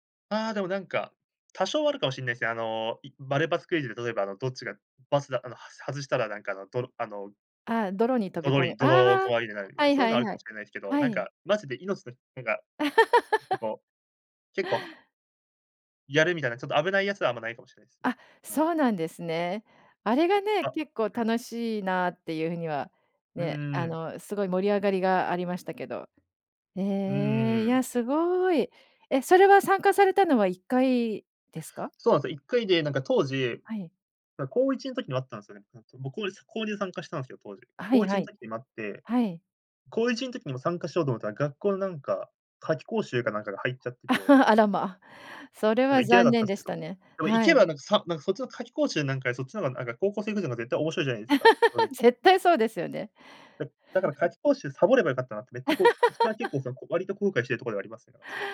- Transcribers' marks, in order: laugh; other background noise; chuckle; laugh; chuckle; laugh
- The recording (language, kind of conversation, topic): Japanese, podcast, ライブやコンサートで最も印象に残っている出来事は何ですか？